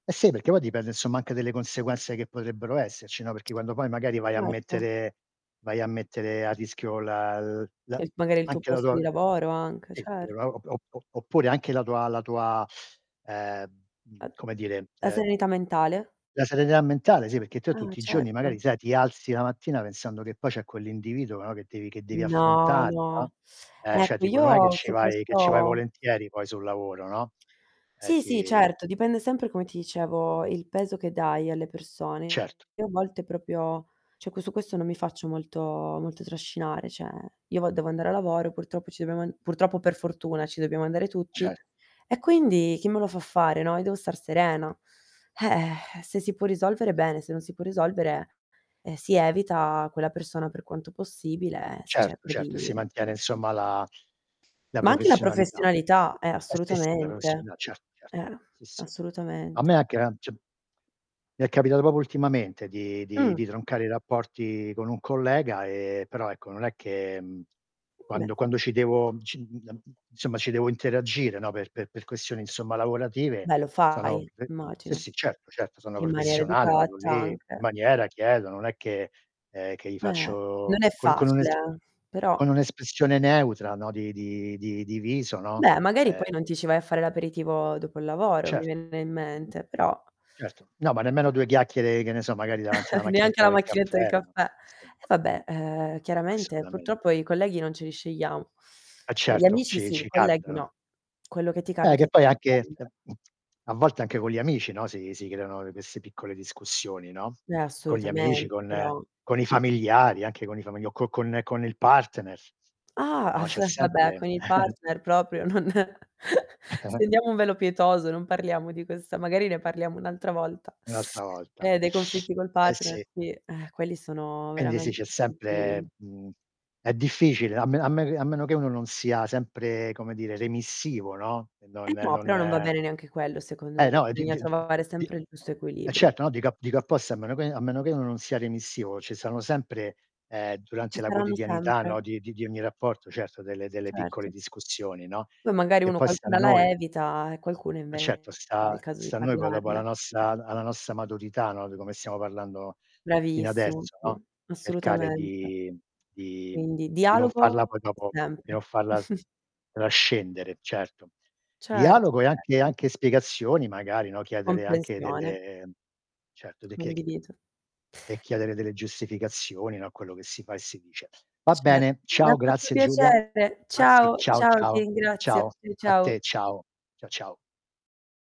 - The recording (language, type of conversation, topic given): Italian, unstructured, Come puoi evitare che una piccola discussione si trasformi in una lite?
- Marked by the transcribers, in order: tapping; distorted speech; other noise; unintelligible speech; "cioè" said as "ceh"; other background noise; "proprio" said as "propio"; "cioè" said as "ceh"; "Cioè" said as "ceh"; "cioè" said as "ceh"; "proprio" said as "popo"; unintelligible speech; chuckle; unintelligible speech; chuckle; laughing while speaking: "non"; chuckle; teeth sucking; chuckle